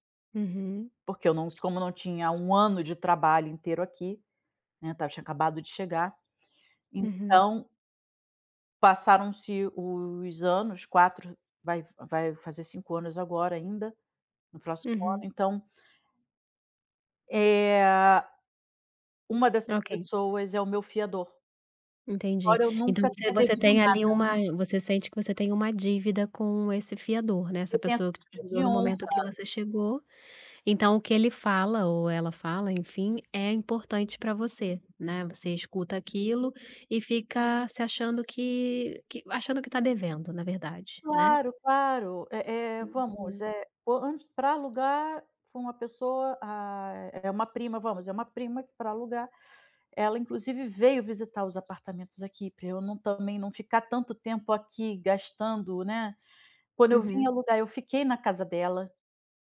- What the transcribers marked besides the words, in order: other background noise; tapping
- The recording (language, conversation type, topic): Portuguese, advice, Como lidar com as críticas da minha família às minhas decisões de vida em eventos familiares?